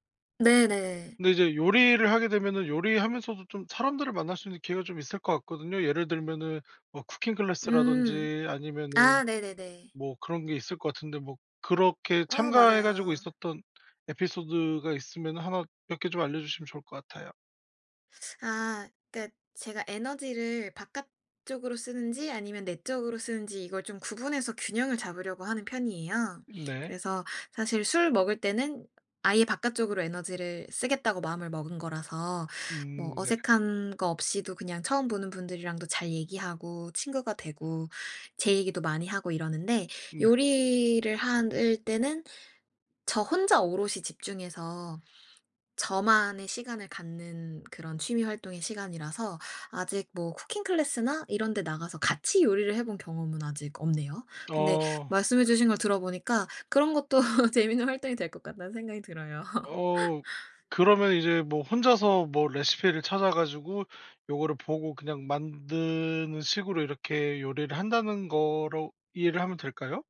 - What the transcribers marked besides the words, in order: in English: "쿠킹 클래스라든지"; teeth sucking; in English: "쿠킹 클래스나"; other background noise; laughing while speaking: "것도"; laugh; laugh
- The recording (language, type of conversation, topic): Korean, podcast, 취미로 만난 사람들과의 인연에 대해 이야기해 주실 수 있나요?